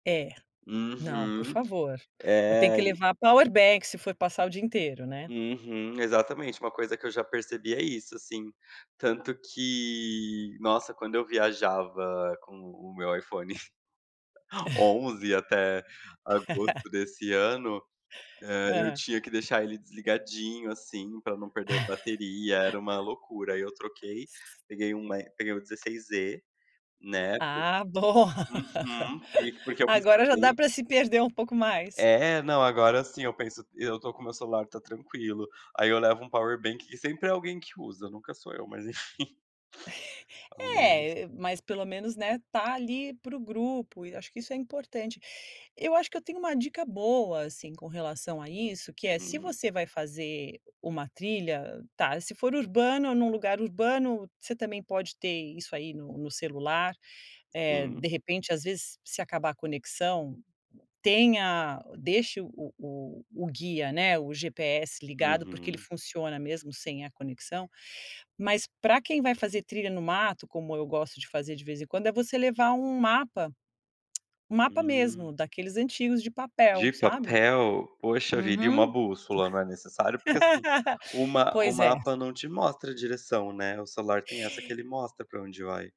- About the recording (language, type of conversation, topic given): Portuguese, podcast, Já descobriu um lugar incrível depois de se perder?
- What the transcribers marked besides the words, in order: giggle; chuckle; laugh; laugh; other background noise; laugh; chuckle; tongue click; laugh